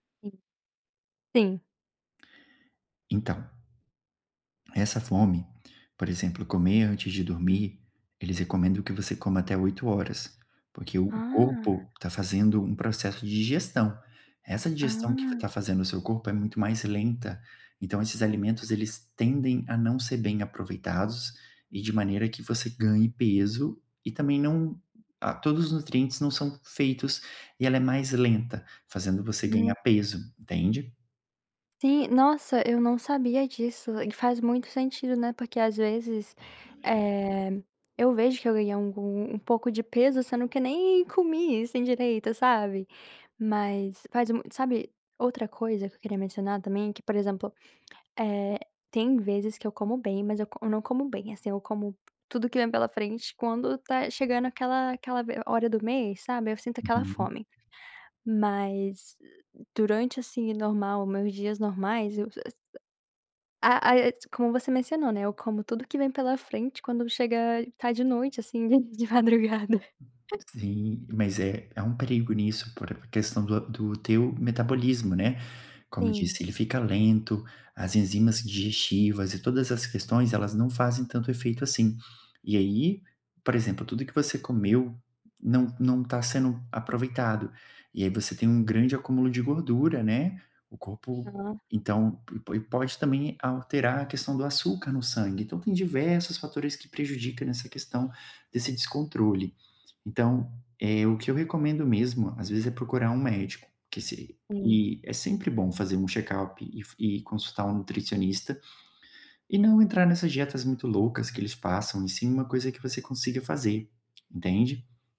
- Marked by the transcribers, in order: other background noise; tapping; unintelligible speech; laughing while speaking: "madrugada"; chuckle; "check-up" said as "chekalp"
- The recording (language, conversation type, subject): Portuguese, advice, Como posso saber se a fome que sinto é emocional ou física?